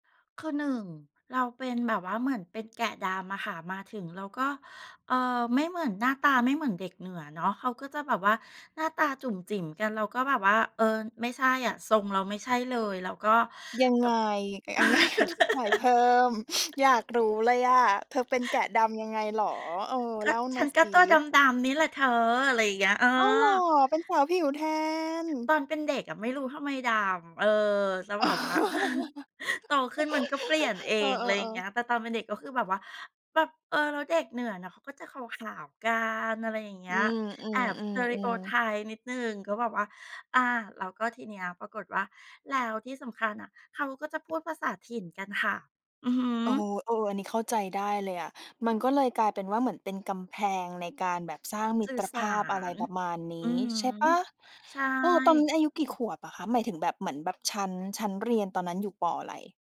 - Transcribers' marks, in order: laughing while speaking: "ยังไง"; laugh; sniff; laugh; chuckle; tapping; in English: "สเตริโอไทป์"
- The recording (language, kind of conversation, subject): Thai, podcast, คุณเคยรู้สึกโดดเดี่ยวทั้งที่มีคนอยู่รอบตัวไหม และอยากเล่าให้ฟังไหม?